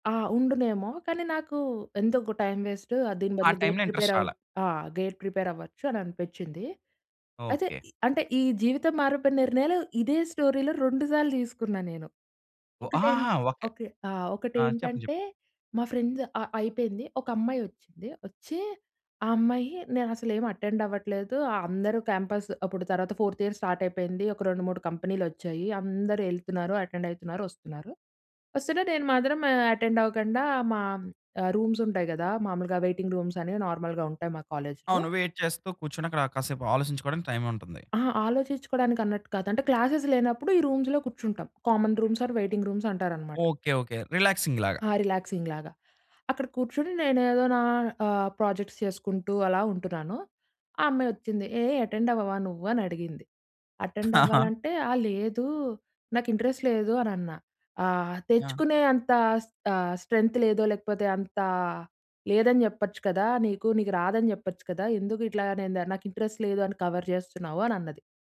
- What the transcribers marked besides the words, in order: in English: "ప్రిపేర్"; in English: "ఇంట్రెస్ట్"; in English: "ప్రిపేర్"; in English: "స్టోరీలో"; in English: "ఫ్రెండ్స్"; in English: "అటెండ్"; in English: "క్యాంపస్"; in English: "ఫోర్త్ ఇయర్ స్టార్ట్"; in English: "అటెండ్"; in English: "అటెండ్"; in English: "రూమ్స్"; in English: "వెయిటింగ్ రూమ్స్"; in English: "నార్మల్‌గా"; in English: "వెయిట్"; in English: "క్లాసేస్"; in English: "రూమ్స్‌లో"; in English: "కామన్ రూమ్స్ ఆర్ వైటింగ్ రూమ్స్"; in English: "రిలాక్సింగ్"; in English: "రిలాక్సింగ్"; in English: "ప్రాజెక్ట్స్"; in English: "అటెండ్"; in English: "అటెండ్"; laugh; in English: "ఇంట్రెస్ట్"; in English: "స్ట్రెంత్"; in English: "ఇంట్రెస్ట్"; in English: "కవర్"
- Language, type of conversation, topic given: Telugu, podcast, మీ జీవితాన్ని మార్చేసిన ముఖ్యమైన నిర్ణయం ఏదో గురించి చెప్పగలరా?